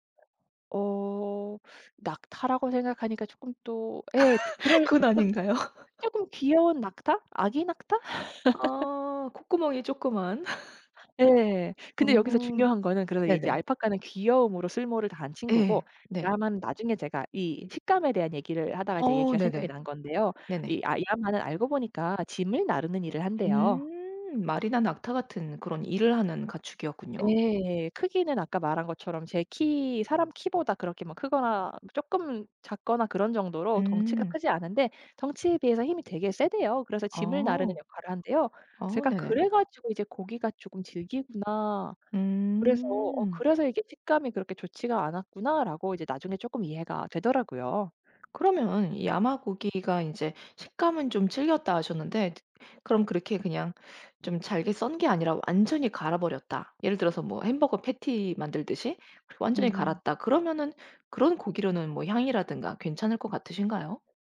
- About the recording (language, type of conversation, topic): Korean, podcast, 여행지에서 먹어본 인상적인 음식은 무엇인가요?
- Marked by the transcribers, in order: tapping; laugh; laughing while speaking: "그건 아닌가요?"; laugh; laugh